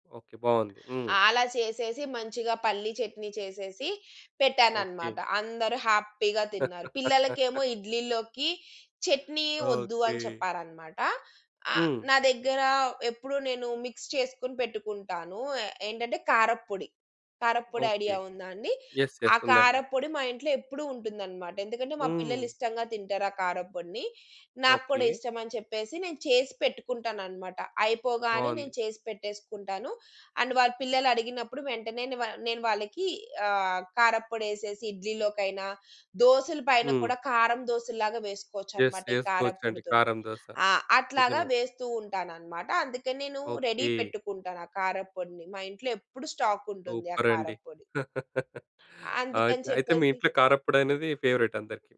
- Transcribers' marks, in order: in English: "హ్యాపీగా"; laugh; in English: "మిక్స్"; in English: "యెస్. యెస్"; in English: "అండ్"; in English: "యెస్"; in English: "రెడీ"; in English: "స్టాక్"; in English: "సూపర్"; laugh; in English: "ఫేవరైట్"
- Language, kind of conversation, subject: Telugu, podcast, అనుకోకుండా చివరి నిమిషంలో అతిథులు వస్తే మీరు ఏ రకాల వంటకాలు సిద్ధం చేస్తారు?